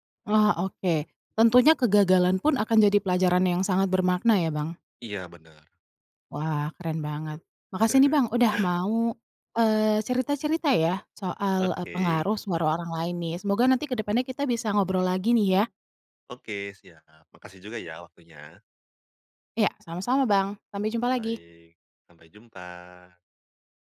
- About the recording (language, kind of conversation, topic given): Indonesian, podcast, Bagaimana kamu menyeimbangkan pengaruh orang lain dan suara hatimu sendiri?
- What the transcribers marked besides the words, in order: chuckle